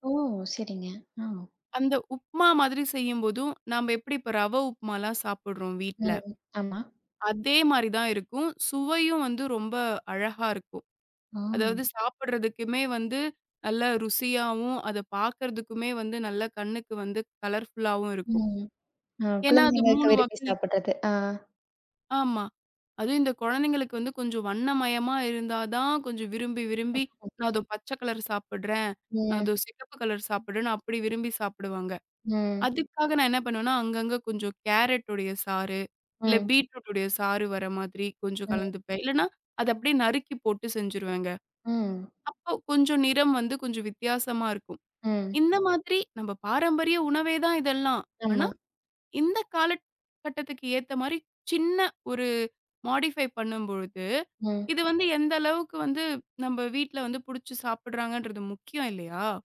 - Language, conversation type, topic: Tamil, podcast, பாரம்பரிய சமையல் குறிப்புகளை வீட்டில் எப்படி மாற்றி அமைக்கிறீர்கள்?
- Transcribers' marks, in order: other background noise; in English: "கலர்ஃபுல்லாவும்"; chuckle; in English: "மாடிஃபை"